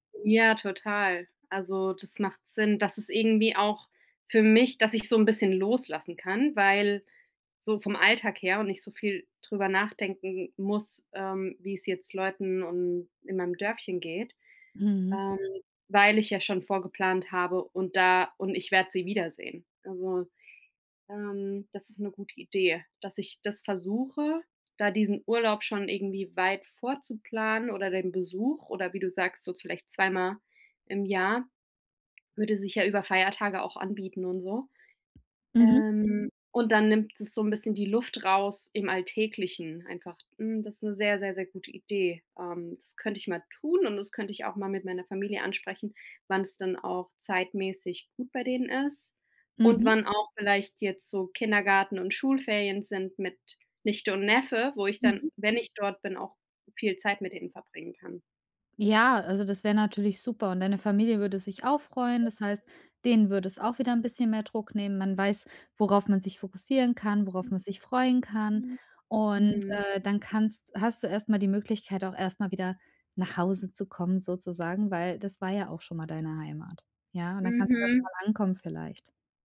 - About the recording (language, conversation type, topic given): German, advice, Wie kann ich durch Routinen Heimweh bewältigen und mich am neuen Ort schnell heimisch fühlen?
- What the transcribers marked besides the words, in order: drawn out: "Ähm"; other background noise; unintelligible speech